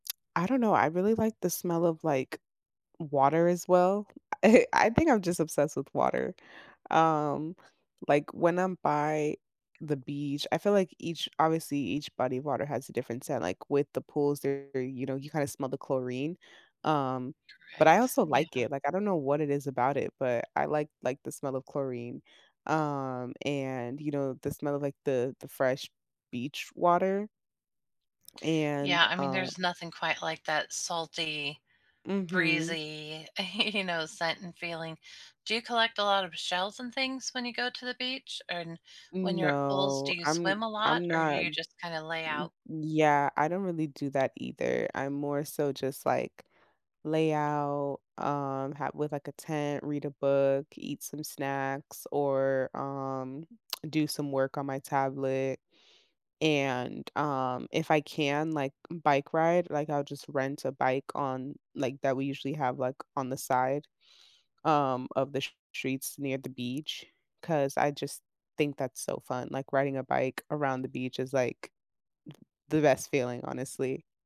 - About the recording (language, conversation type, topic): English, unstructured, How can taking short breaks in nature help you recharge during busy weeks and strengthen your relationships?
- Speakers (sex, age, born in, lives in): female, 20-24, United States, United States; female, 45-49, United States, United States
- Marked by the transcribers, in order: other background noise; laughing while speaking: "you"; lip smack